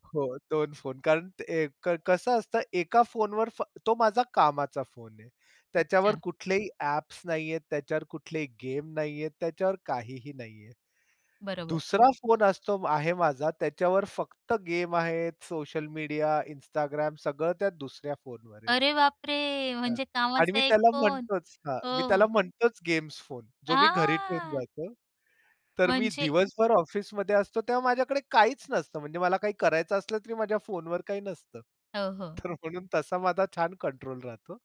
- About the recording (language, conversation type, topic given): Marathi, podcast, फोनवर घालवलेला वेळ तुम्ही कसा नियंत्रित करता?
- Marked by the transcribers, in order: tapping; laughing while speaking: "अरे बापरे! म्हणजे कामाचा एक फोन हो"; joyful: "हां"; laughing while speaking: "तर म्हणून"